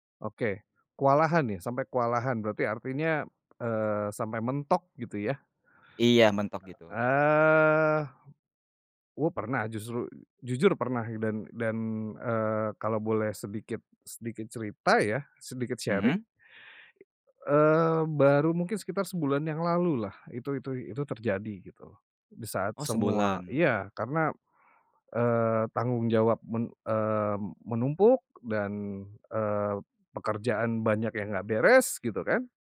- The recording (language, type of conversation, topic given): Indonesian, podcast, Gimana cara kamu ngatur stres saat kerjaan lagi numpuk banget?
- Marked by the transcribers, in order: other background noise; in English: "sharing"